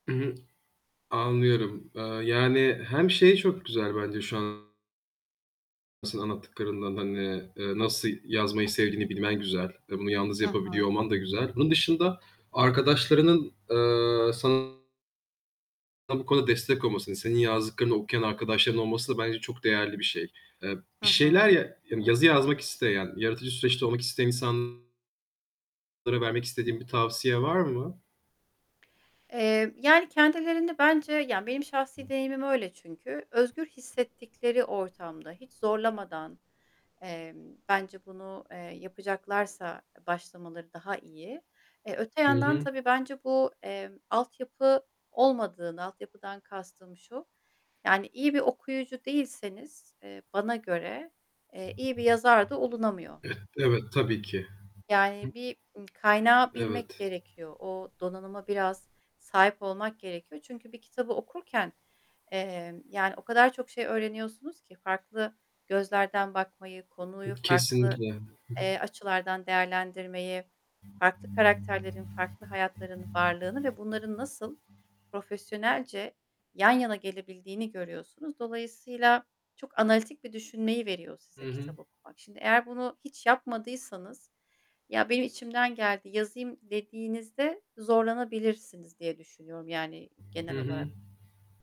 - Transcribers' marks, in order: static; other background noise; distorted speech; tapping; lip smack; mechanical hum
- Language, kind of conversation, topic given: Turkish, podcast, Yaratma sürecinde sana yalnızlık mı yoksa paylaşım mı daha verimli geliyor?